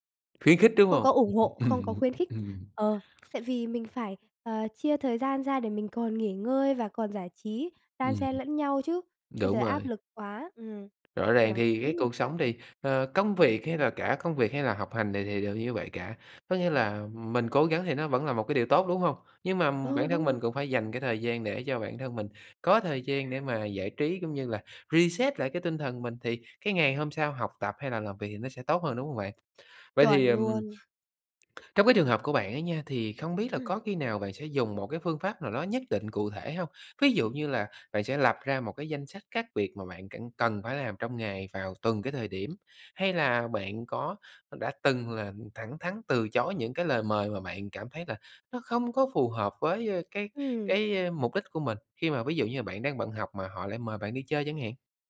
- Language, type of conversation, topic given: Vietnamese, podcast, Làm thế nào để bạn cân bằng giữa việc học và cuộc sống cá nhân?
- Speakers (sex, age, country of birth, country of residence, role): female, 45-49, Vietnam, Vietnam, guest; male, 30-34, Vietnam, Vietnam, host
- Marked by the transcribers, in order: laughing while speaking: "ừm"; tapping; in English: "reset"